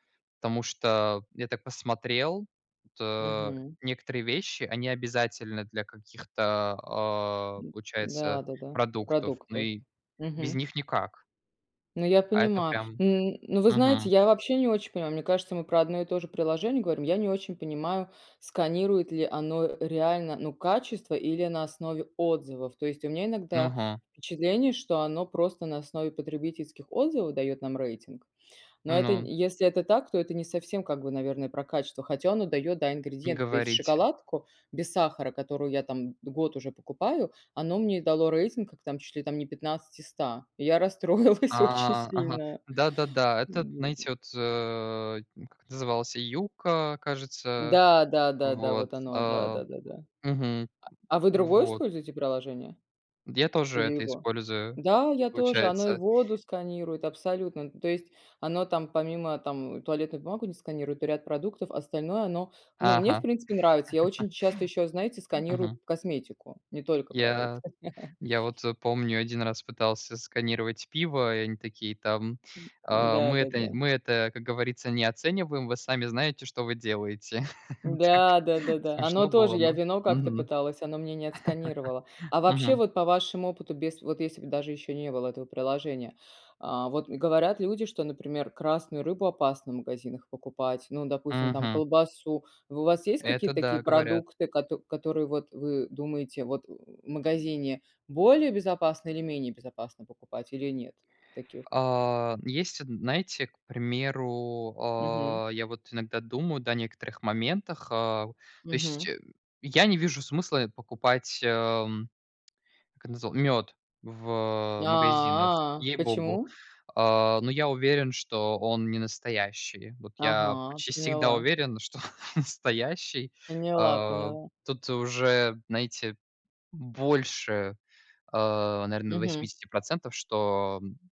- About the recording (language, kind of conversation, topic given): Russian, unstructured, Насколько, по-вашему, безопасны продукты из обычных магазинов?
- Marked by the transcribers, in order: laughing while speaking: "расстроилась очень"; other noise; chuckle; drawn out: "Я"; chuckle; chuckle; laughing while speaking: "Вот так"; chuckle; drawn out: "А"; laughing while speaking: "он не настоящий"